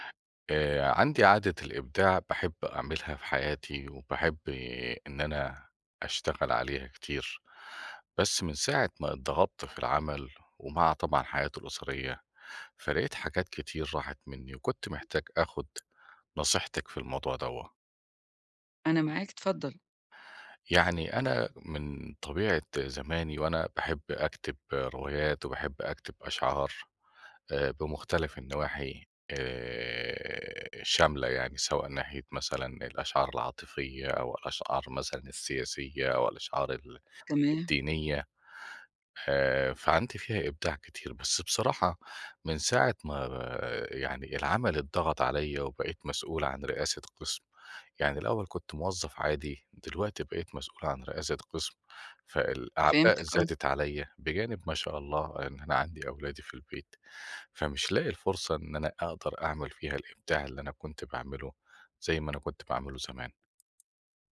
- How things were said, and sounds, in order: tapping
- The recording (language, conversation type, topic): Arabic, advice, إمتى وازاي بتلاقي وقت وطاقة للإبداع وسط ضغط الشغل والبيت؟